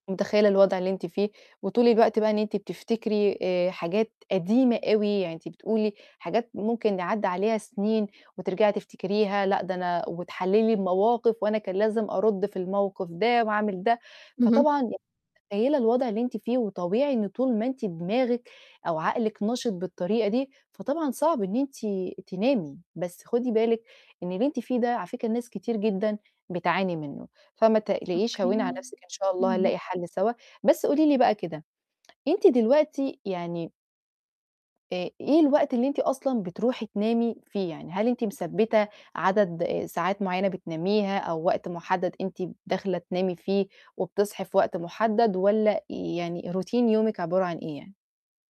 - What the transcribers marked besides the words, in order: distorted speech; in English: "Routine"
- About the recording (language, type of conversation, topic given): Arabic, advice, إزاي أهدّي دماغي قبل ما أنام؟